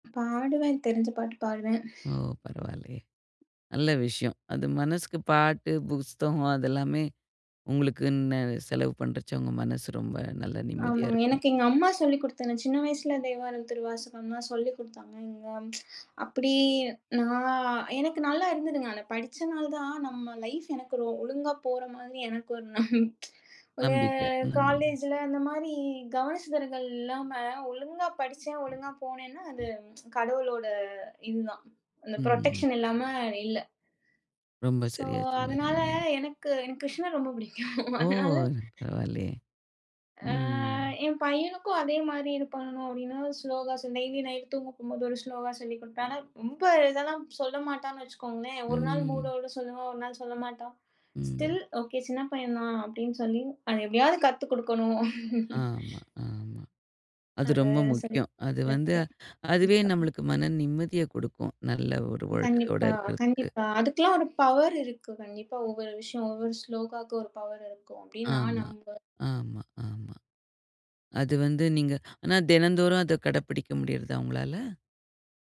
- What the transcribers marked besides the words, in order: other noise; "குடுத்தது" said as "குடுத்தனு"; tsk; drawn out: "அப்பிடி"; unintelligible speech; tsk; tsk; in English: "ப்ரொடெக்ஷன்"; in English: "சோ"; laugh; in English: "டெய்லி நைட்"; in English: "மூட்"; in English: "ஸ்டில்"; laugh; unintelligible speech
- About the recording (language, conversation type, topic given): Tamil, podcast, வீட்டில் உங்களுக்கான தனிநேரத்தை நீங்கள் எப்படி உருவாக்குகிறீர்கள்?
- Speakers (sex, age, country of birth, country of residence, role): female, 30-34, India, India, guest; female, 55-59, India, United States, host